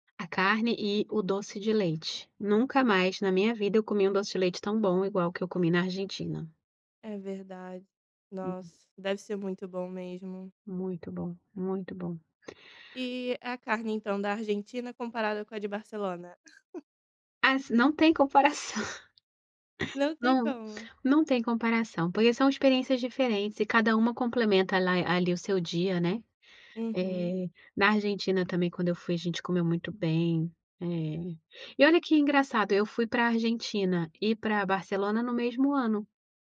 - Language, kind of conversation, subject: Portuguese, podcast, Qual foi a melhor comida que você experimentou viajando?
- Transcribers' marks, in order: laugh